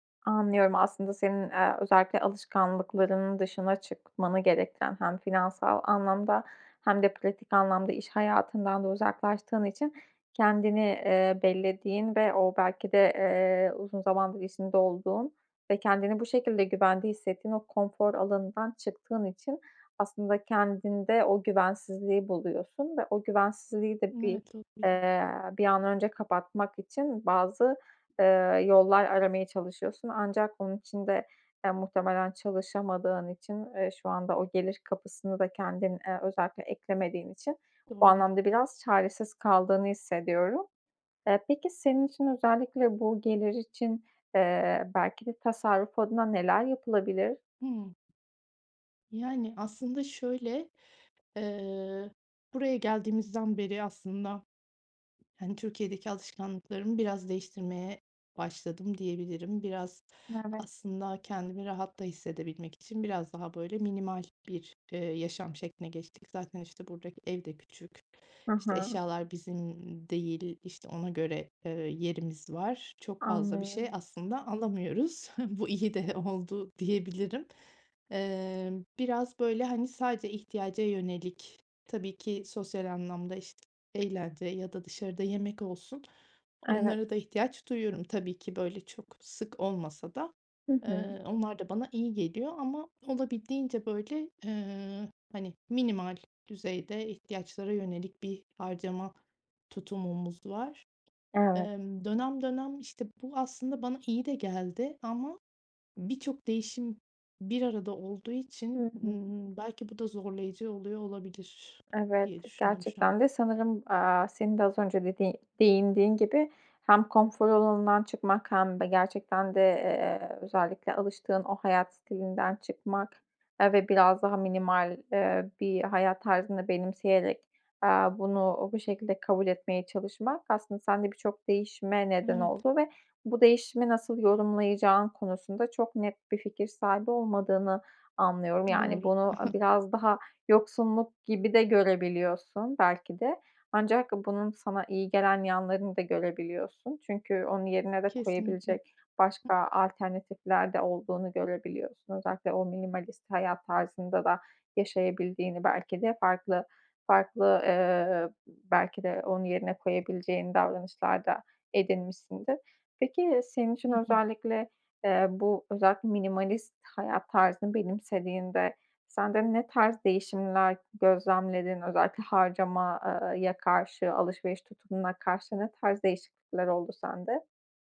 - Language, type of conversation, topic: Turkish, advice, Gelecek için para biriktirmeye nereden başlamalıyım?
- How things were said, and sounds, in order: other background noise; chuckle; laughing while speaking: "Bu iyi de oldu"; other noise; chuckle